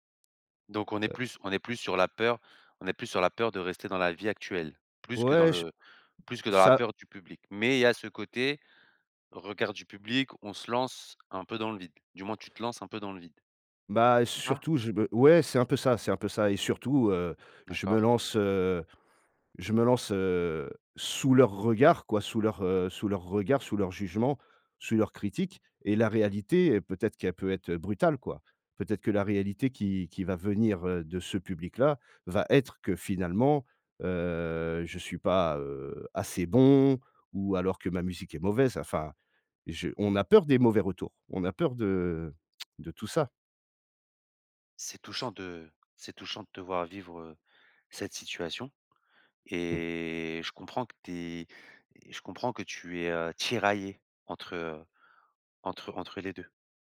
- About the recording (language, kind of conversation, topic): French, advice, Comment dépasser la peur d’échouer qui m’empêche de lancer mon projet ?
- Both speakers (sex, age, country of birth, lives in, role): male, 40-44, France, France, advisor; male, 40-44, France, France, user
- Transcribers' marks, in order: lip smack